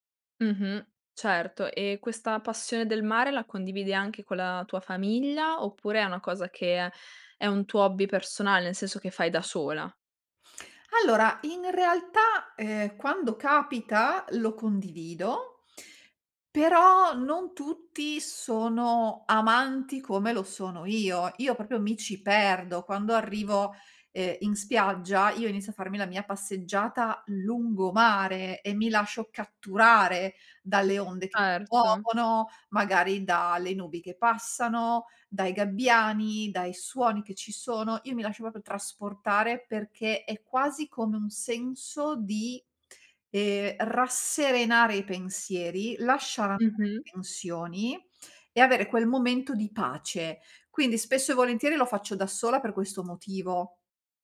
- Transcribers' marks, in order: "proprio" said as "propio"; "proprio" said as "popio"; tapping
- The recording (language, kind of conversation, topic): Italian, podcast, Come descriveresti il tuo rapporto con il mare?